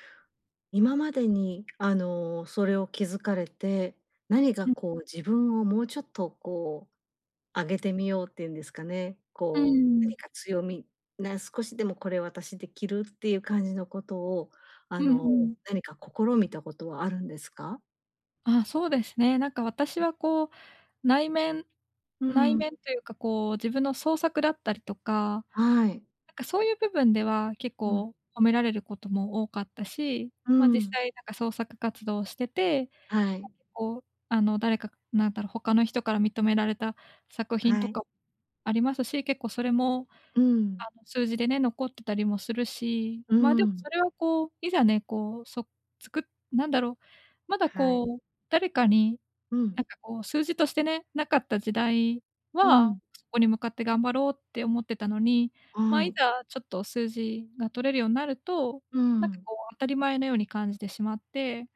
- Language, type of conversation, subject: Japanese, advice, 他人と比べて落ち込んでしまうとき、どうすれば自信を持てるようになりますか？
- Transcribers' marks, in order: other background noise; tapping